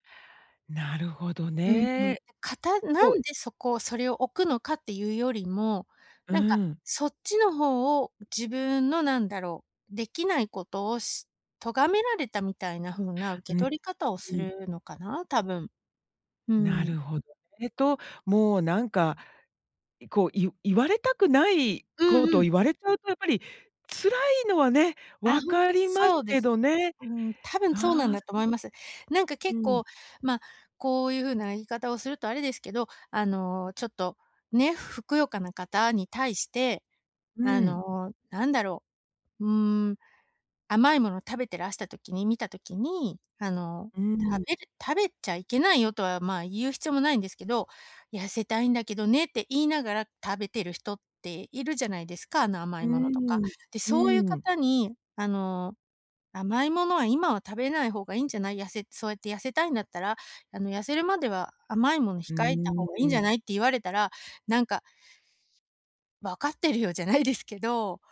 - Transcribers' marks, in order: other noise
- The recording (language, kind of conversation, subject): Japanese, advice, 自宅で落ち着けないとき、どうすればもっとくつろげますか？